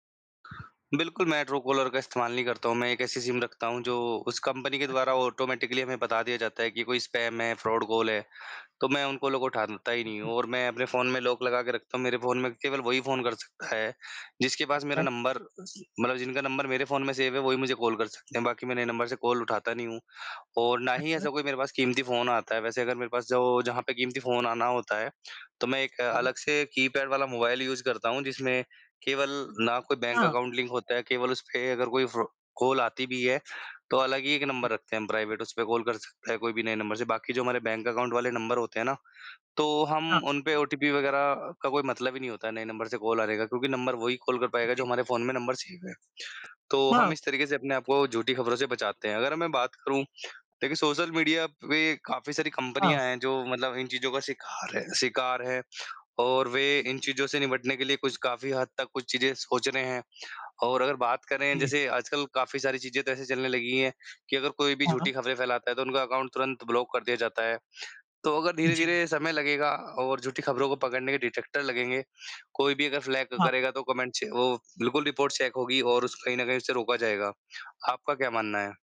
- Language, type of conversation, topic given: Hindi, unstructured, क्या सोशल मीडिया झूठ और अफवाहें फैलाने में मदद कर रहा है?
- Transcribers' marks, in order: other background noise; in English: "ऑटोमैटिकली"; in English: "फ्रॉड कॉल"; in English: "कॉलों"; laughing while speaking: "सकता है"; in English: "सेव"; in English: "कॉल"; in English: "कॉल"; in English: "यूज़"; in English: "अकाउंट लिंक"; in English: "कॉल"; in English: "प्राइवेट"; in English: "कॉल"; in English: "अकाउंट"; in English: "कॉल"; in English: "कॉल"; unintelligible speech; in English: "अकाउंट"; in English: "ब्लॉक"; in English: "डिटेक्टर"; in English: "फ्लैग"; in English: "कमेंट"; in English: "रिपोर्ट चेक"